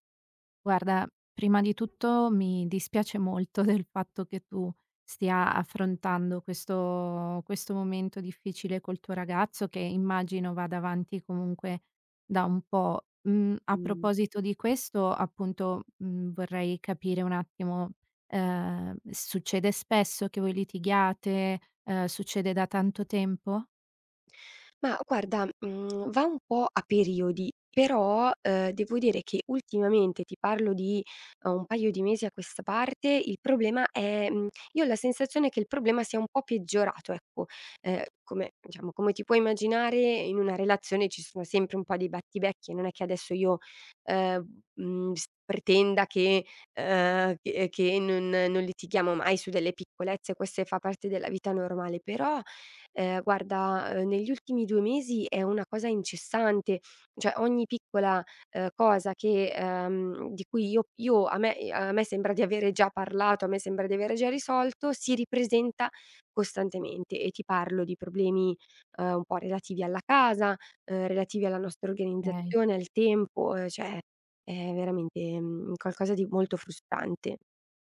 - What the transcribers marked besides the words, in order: other background noise; laughing while speaking: "del"; "diciamo" said as "iciamo"; "cioè" said as "ceh"; "Okay" said as "kay"; "cioè" said as "ceh"; "frustrante" said as "fruspante"
- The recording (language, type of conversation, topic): Italian, advice, Perché io e il mio partner finiamo per litigare sempre per gli stessi motivi e come possiamo interrompere questo schema?